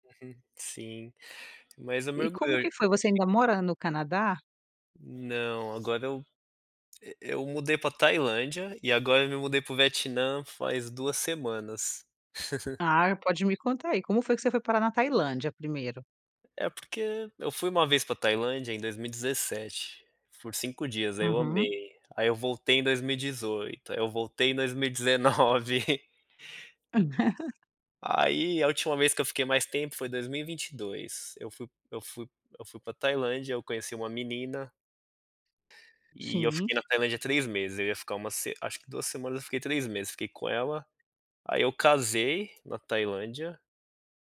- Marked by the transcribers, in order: laugh; other background noise; laugh
- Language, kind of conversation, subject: Portuguese, podcast, Como foi o momento em que você se orgulhou da sua trajetória?